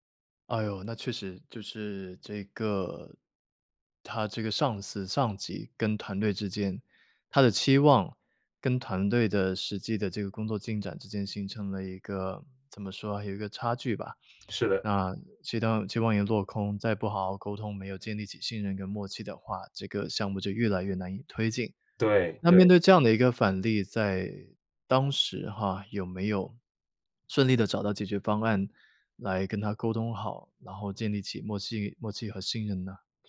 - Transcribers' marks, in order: none
- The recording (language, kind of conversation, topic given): Chinese, podcast, 在团队里如何建立信任和默契？